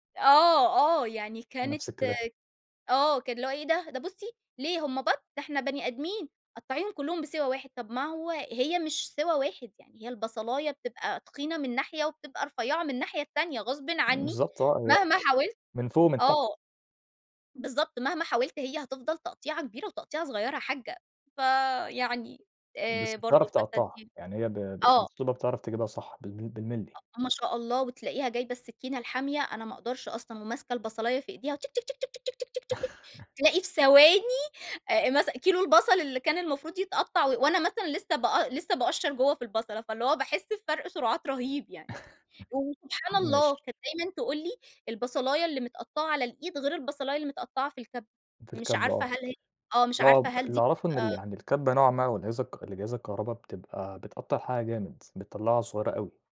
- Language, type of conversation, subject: Arabic, podcast, إيه سرّ الأكلة العائلية اللي عندكم بقالها سنين؟
- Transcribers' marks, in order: unintelligible speech; chuckle; other noise; chuckle; tapping